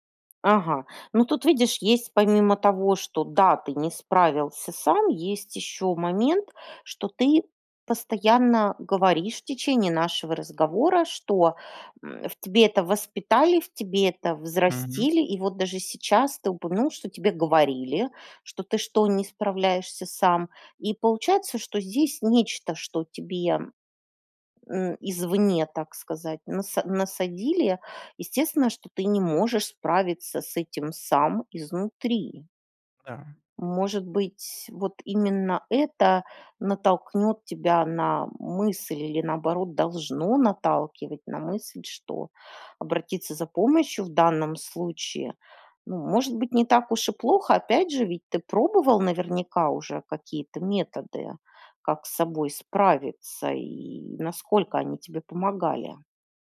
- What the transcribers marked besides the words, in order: other background noise
- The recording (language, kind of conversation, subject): Russian, advice, Как самокритика мешает вам начинать новые проекты?